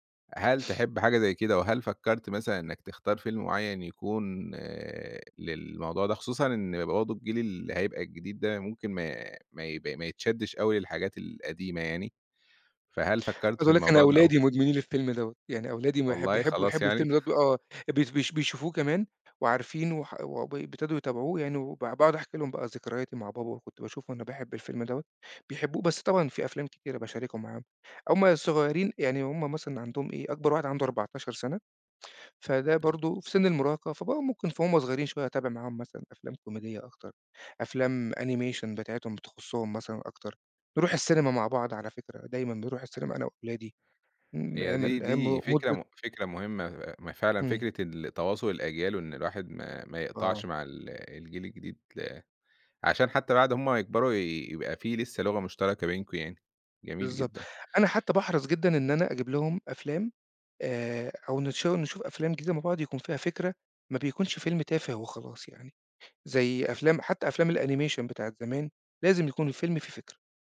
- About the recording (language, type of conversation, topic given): Arabic, podcast, إيه أكتر فيلم من طفولتك بتحب تفتكره، وليه؟
- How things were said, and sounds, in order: in English: "animation"; in English: "الanimation"